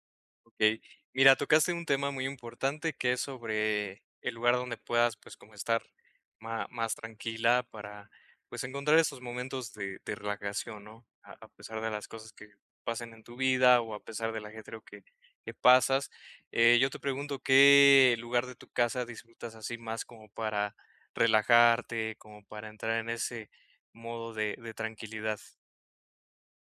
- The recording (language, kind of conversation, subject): Spanish, advice, ¿Cómo puedo evitar que me interrumpan cuando me relajo en casa?
- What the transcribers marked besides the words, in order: none